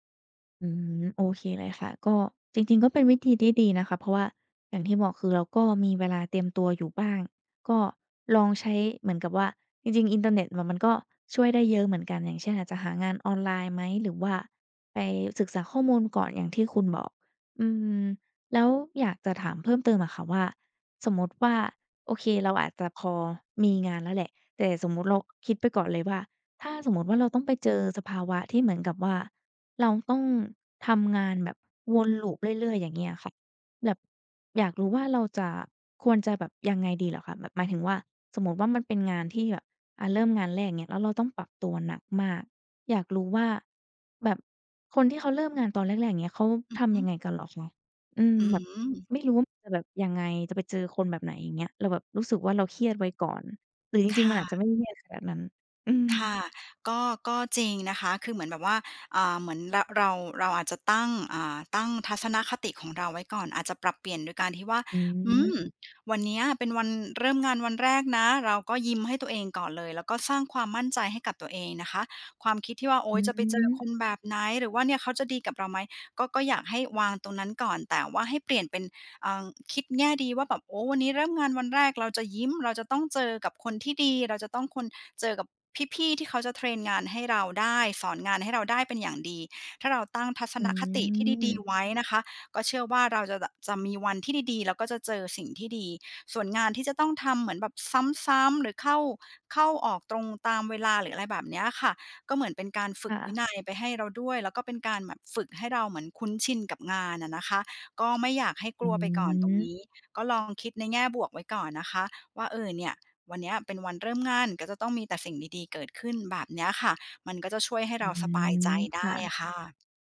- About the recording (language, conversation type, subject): Thai, advice, คุณรู้สึกอย่างไรเมื่อเครียดมากก่อนที่จะต้องเผชิญการเปลี่ยนแปลงครั้งใหญ่ในชีวิต?
- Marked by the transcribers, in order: other background noise; drawn out: "อืม"